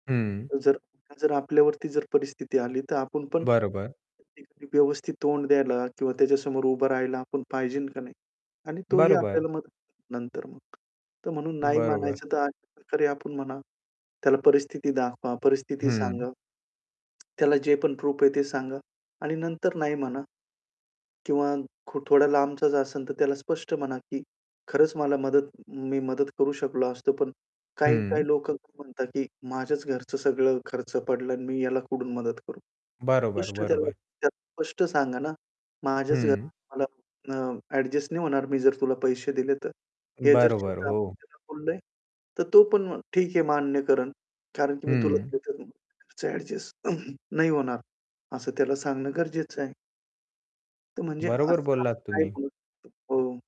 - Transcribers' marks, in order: static; unintelligible speech; "पाहिजे" said as "पाहिजेल"; distorted speech; other background noise; tapping; in English: "प्रूफ"; throat clearing
- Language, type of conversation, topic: Marathi, podcast, नकार देण्यासाठी तुम्ही कोणते शब्द वापरता?